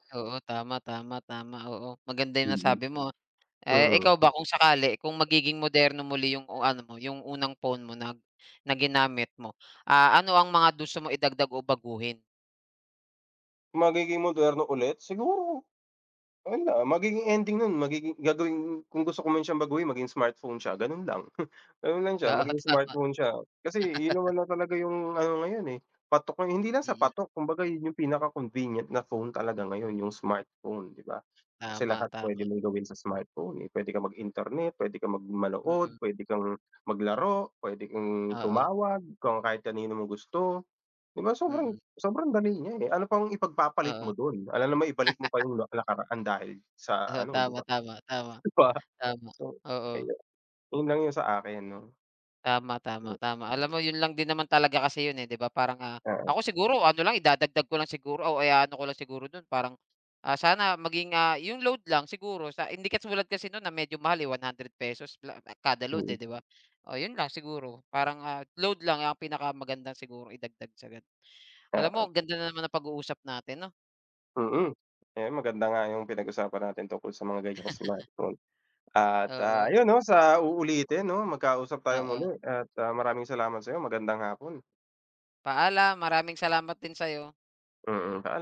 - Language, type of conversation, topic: Filipino, unstructured, Ano ang naramdaman mo nang unang beses kang gumamit ng matalinong telepono?
- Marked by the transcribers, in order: scoff; laughing while speaking: "Oo, tama"; laugh; laugh; laughing while speaking: "Di ba?"; laugh